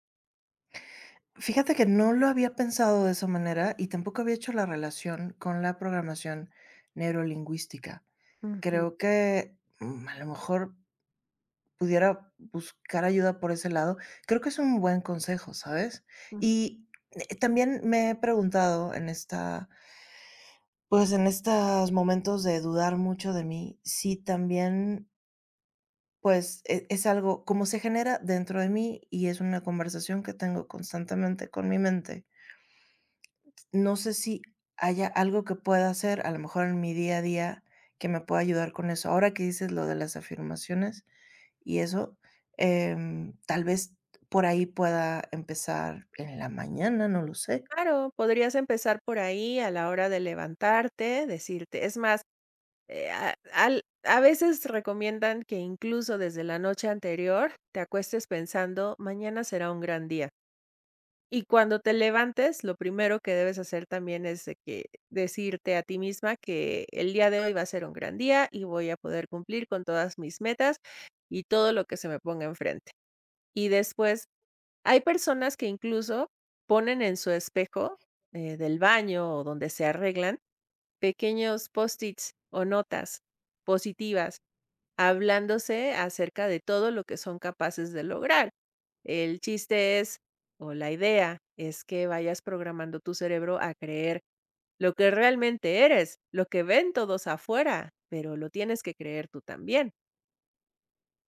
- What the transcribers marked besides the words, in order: "estos" said as "estas"
- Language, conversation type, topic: Spanish, advice, ¿Cómo puedo manejar mi autocrítica constante para atreverme a intentar cosas nuevas?